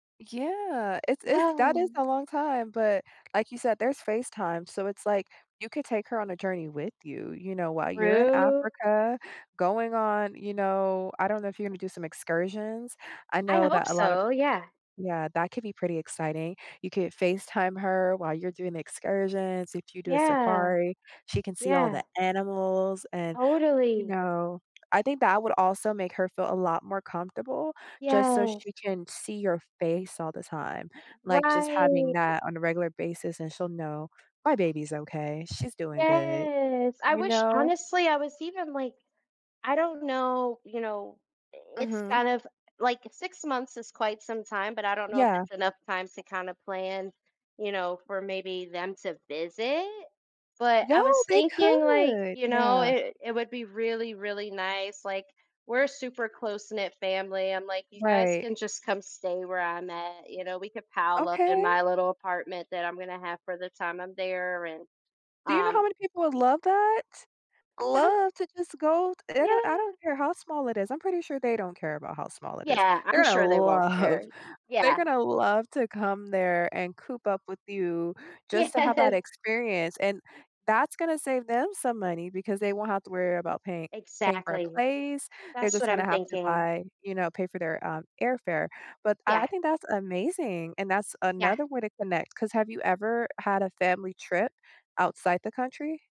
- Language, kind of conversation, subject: English, advice, How do I share my good news with my family in a way that feels meaningful?
- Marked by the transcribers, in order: other noise; tapping; other background noise; drawn out: "Right"; drawn out: "Yes"; laughing while speaking: "love"; stressed: "love"; laughing while speaking: "Yes"